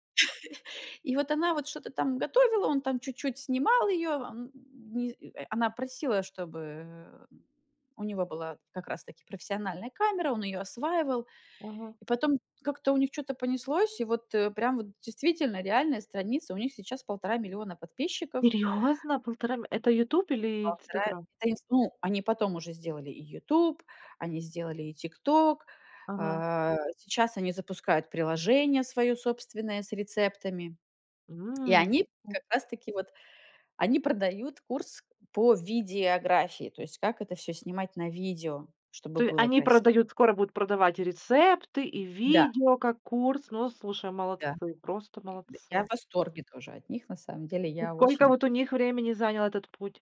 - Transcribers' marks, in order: chuckle; tapping; other background noise
- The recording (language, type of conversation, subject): Russian, podcast, Какие хобби можно начать без больших вложений?